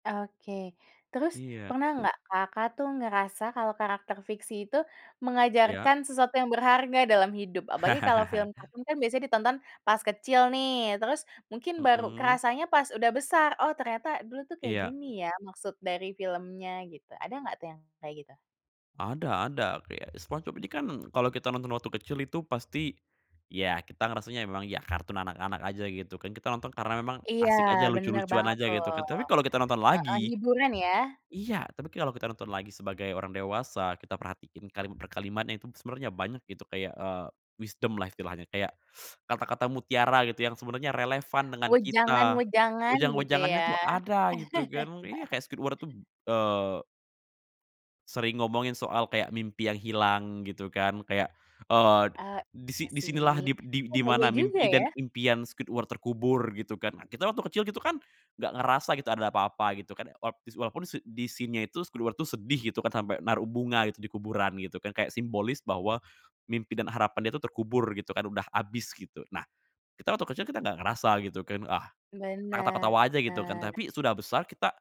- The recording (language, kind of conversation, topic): Indonesian, podcast, Kenapa karakter fiksi bisa terasa seperti orang nyata bagi banyak orang?
- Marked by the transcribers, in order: other background noise; laugh; "kalau" said as "kialau"; in English: "wisdom lah"; teeth sucking; tapping; chuckle; "iya" said as "a"; in English: "scene-nya"; drawn out: "Bener"